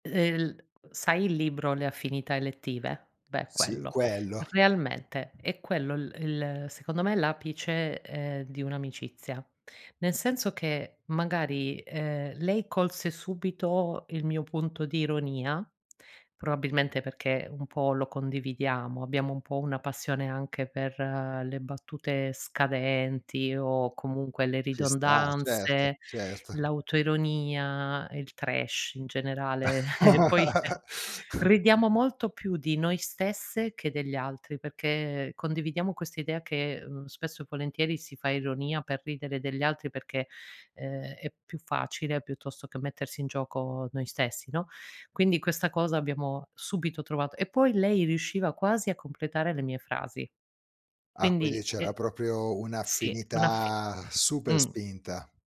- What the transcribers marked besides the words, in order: laughing while speaking: "quello"; tapping; laughing while speaking: "certo"; chuckle; laugh; "proprio" said as "propio"
- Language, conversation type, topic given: Italian, podcast, Qual è una storia di amicizia che non dimenticherai mai?